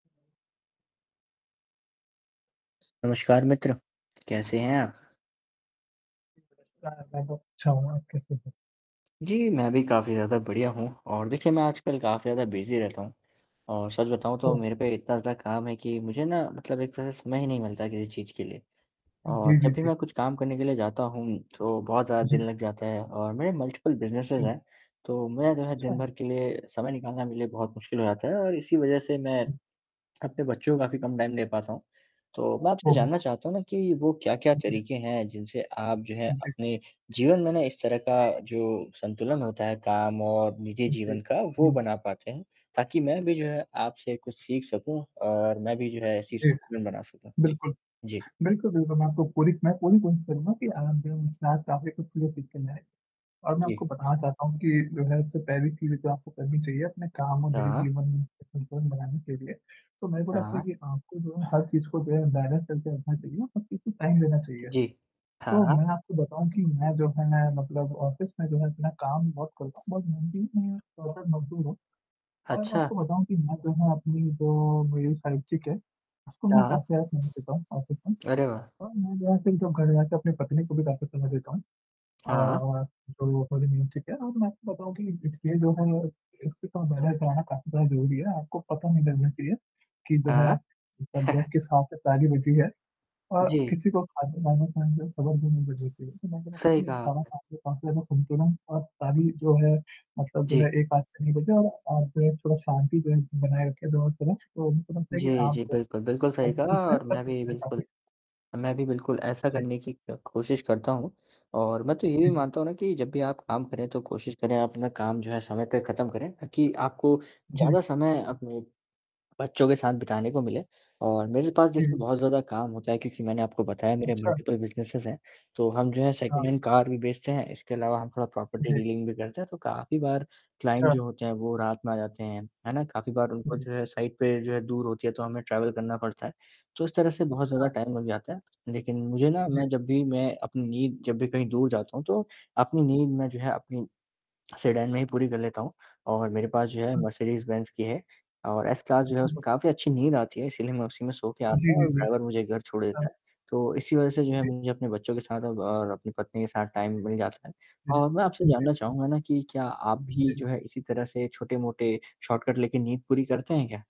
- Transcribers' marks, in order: static; tapping; unintelligible speech; distorted speech; in English: "बिजी"; in English: "मल्टिप्ल बिज़नेसेज़"; other noise; in English: "टाइम"; other background noise; unintelligible speech; in English: "बैलेंस"; in English: "टाइम"; in English: "ऑफिस"; in English: "मीन्स"; chuckle; unintelligible speech; unintelligible speech; in English: "मल्टीपल बिज़नेसेस"; in English: "सेकंड हैंड"; in English: "प्रॉपर्टी डीलिंग"; in English: "क्लाइंट"; in English: "साइट"; in English: "ट्रैवल"; in English: "टाइम"; in English: "टाइम"; in English: "शॉर्टकट"
- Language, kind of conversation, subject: Hindi, unstructured, आप काम और निजी जीवन के बीच संतुलन कैसे बनाए रखते हैं?